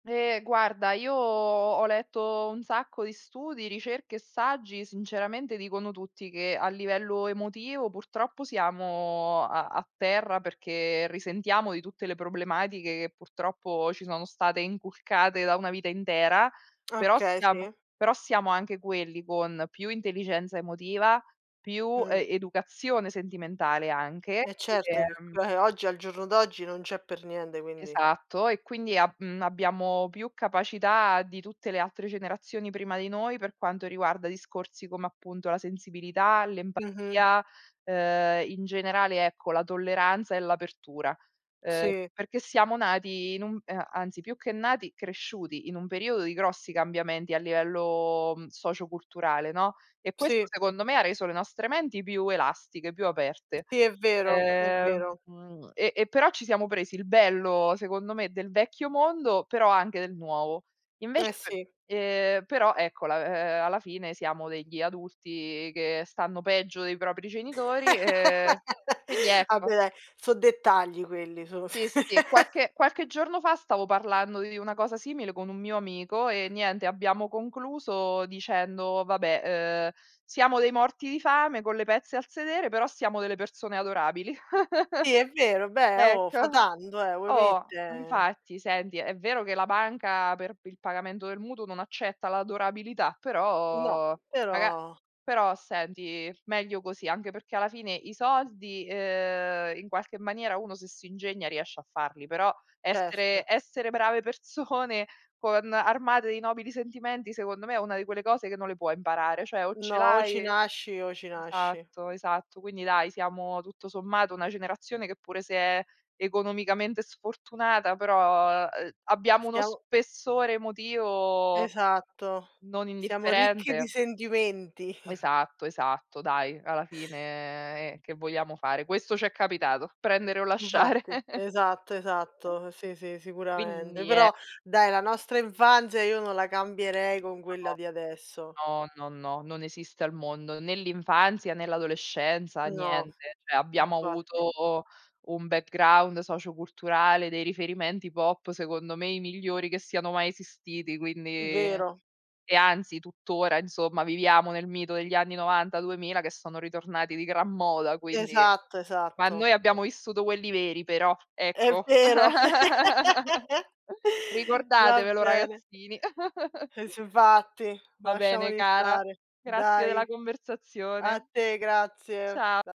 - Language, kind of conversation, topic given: Italian, unstructured, Qual è un gioco della tua infanzia che ti piace ricordare?
- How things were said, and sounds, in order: drawn out: "io"; laugh; laugh; other background noise; giggle; drawn out: "però"; "cioè" said as "ceh"; chuckle; drawn out: "fine"; chuckle; "Cioè" said as "ceh"; in English: "background"; laugh; giggle